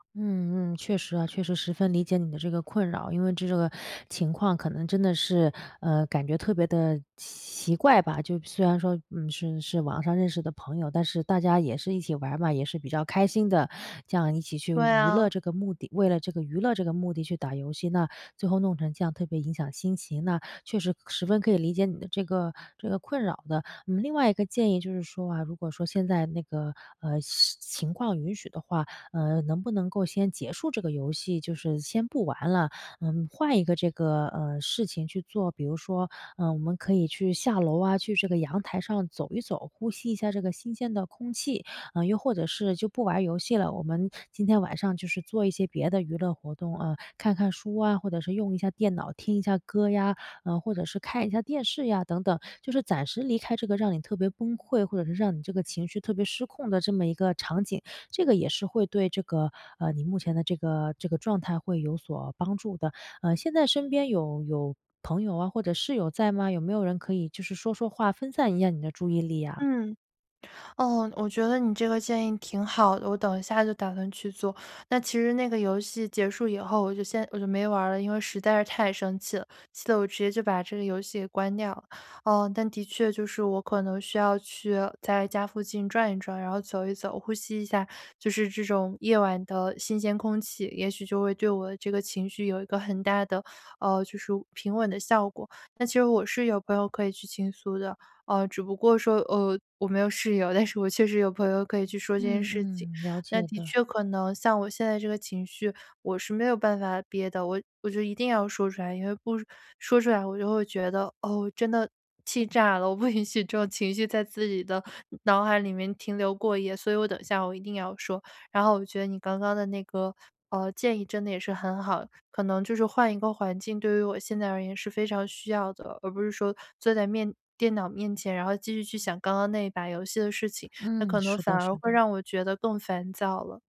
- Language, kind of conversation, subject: Chinese, advice, 我情绪失控时，怎样才能立刻稳定下来？
- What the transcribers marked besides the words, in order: other background noise; "暂时" said as "攒时"; laughing while speaking: "但是"; laughing while speaking: "允许"